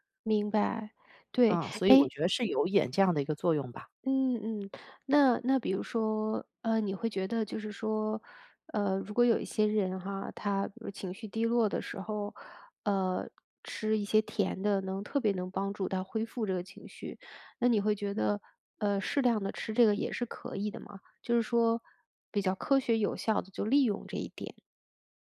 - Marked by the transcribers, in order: other background noise
- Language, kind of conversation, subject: Chinese, podcast, 你平常如何区分饥饿和只是想吃东西？